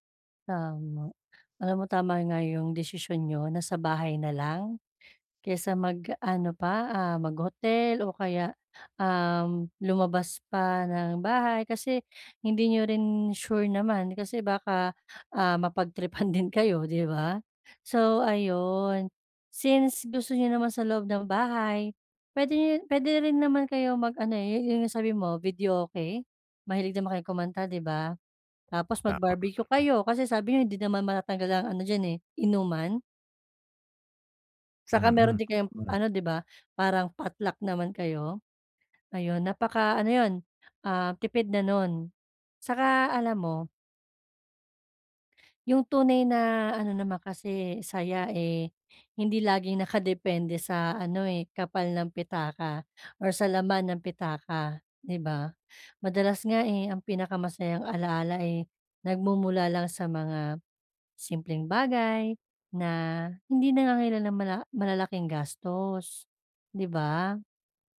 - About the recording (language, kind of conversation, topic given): Filipino, advice, Paano tayo makakapagkasaya nang hindi gumagastos nang malaki kahit limitado ang badyet?
- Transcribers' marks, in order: laughing while speaking: "mapag-tripan din"; other background noise; tapping; unintelligible speech